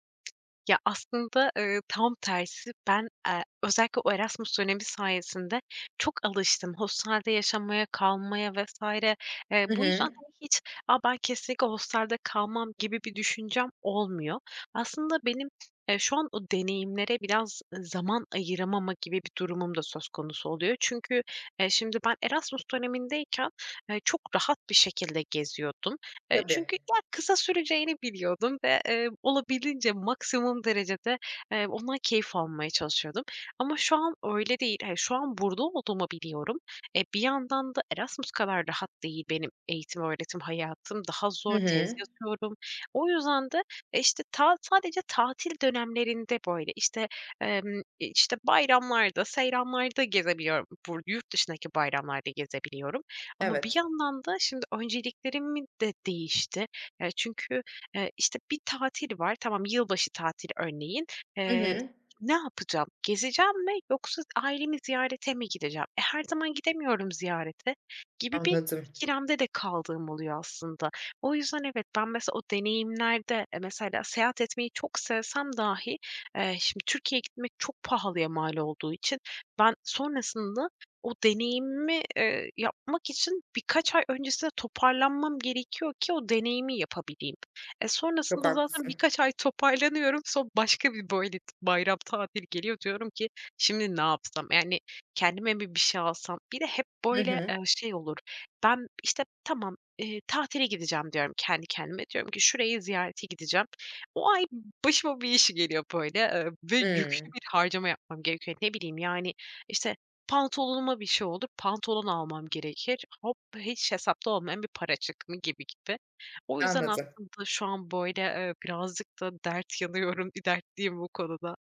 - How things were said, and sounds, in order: other background noise; other noise; laughing while speaking: "yanıyorum"
- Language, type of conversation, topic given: Turkish, advice, Deneyimler ve eşyalar arasında bütçemi nasıl paylaştırmalıyım?